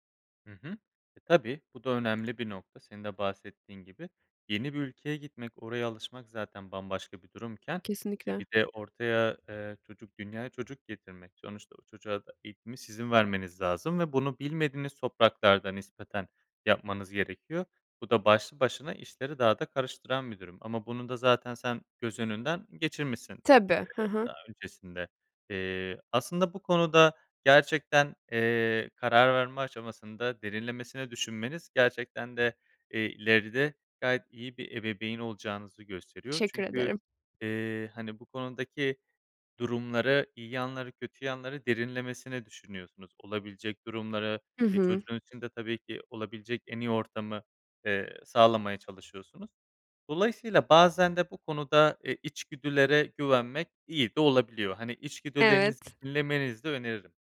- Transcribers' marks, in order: none
- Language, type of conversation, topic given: Turkish, advice, Çocuk sahibi olma veya olmama kararı